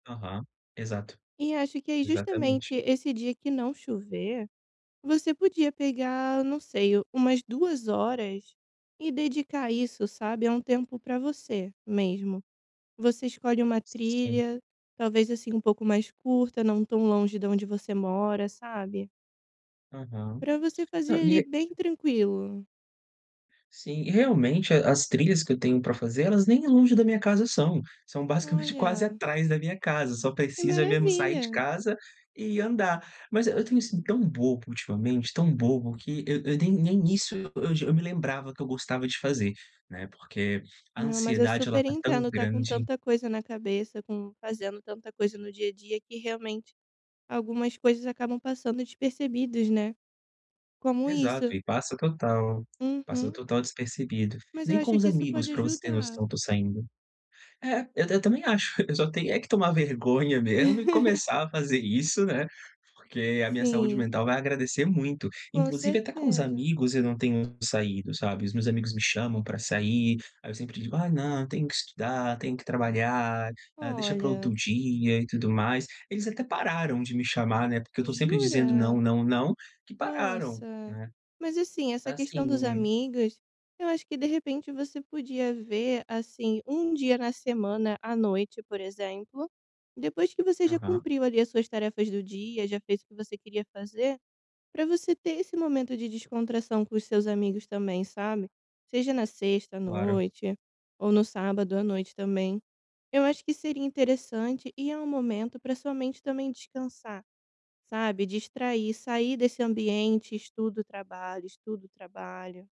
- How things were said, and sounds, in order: unintelligible speech; laugh
- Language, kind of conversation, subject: Portuguese, advice, Como posso agendar pausas para cuidar da minha saúde mental sem atrapalhar meu trabalho?